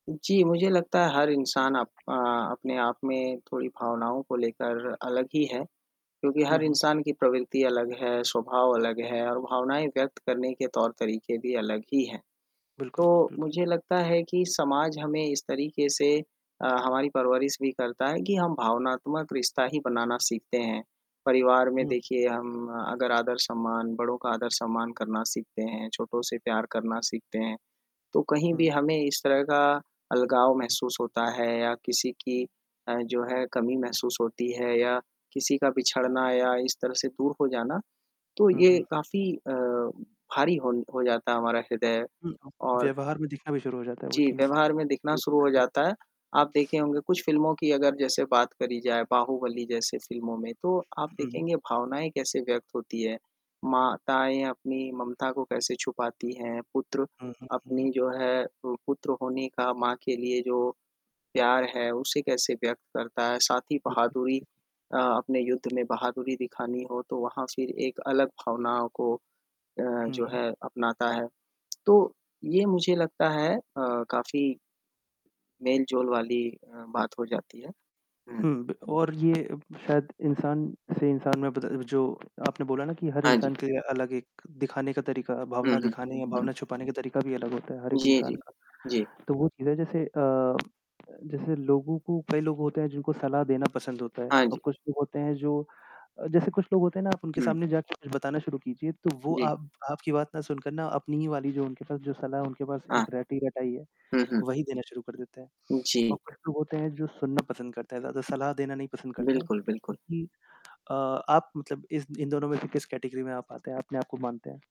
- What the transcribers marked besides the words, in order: static; tapping; other background noise; distorted speech; unintelligible speech; in English: "कैटेगरी"
- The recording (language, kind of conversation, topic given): Hindi, unstructured, किसी के दुख को देखकर आपकी क्या प्रतिक्रिया होती है?
- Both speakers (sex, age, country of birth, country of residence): male, 25-29, India, India; male, 25-29, India, India